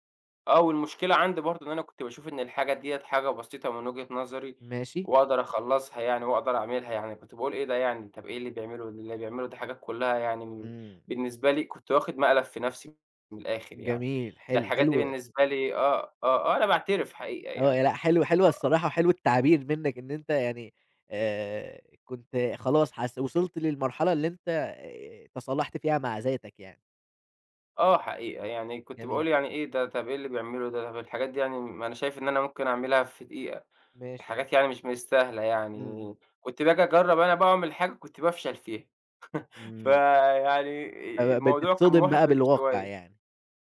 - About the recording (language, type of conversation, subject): Arabic, podcast, إزاي بتتعامل مع إنك تقارن نفسك بالناس التانيين؟
- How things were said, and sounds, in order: chuckle